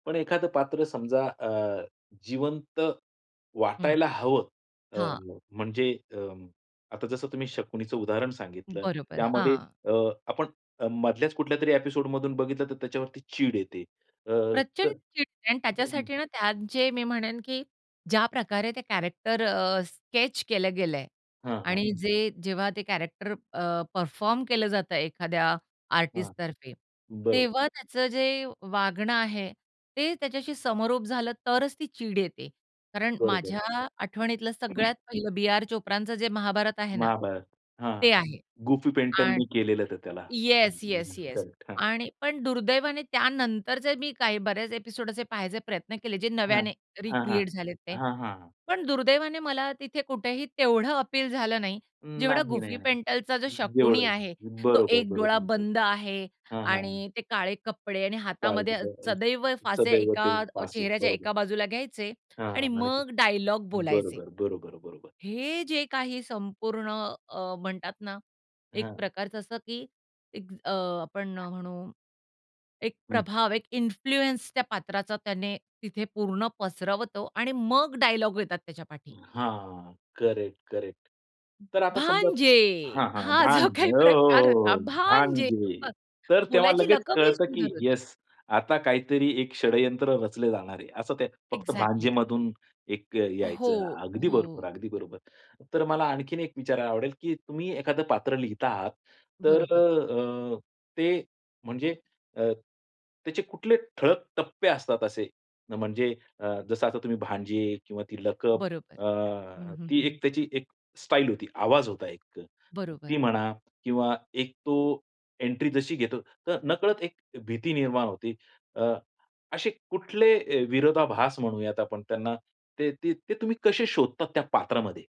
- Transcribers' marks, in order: other background noise; unintelligible speech; tapping; in English: "कॅरेक्टर"; in English: "स्केच"; background speech; in English: "कॅरेक्टर"; in English: "एपिसोड"; unintelligible speech; in English: "इन्फ्लुअन्स"; other noise; put-on voice: "भांजे"; unintelligible speech; in English: "अ‍ॅक्झॅक्टली"
- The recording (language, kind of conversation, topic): Marathi, podcast, कथेतील पात्रांना जिवंत वाटेल असं तुम्ही कसं घडवता?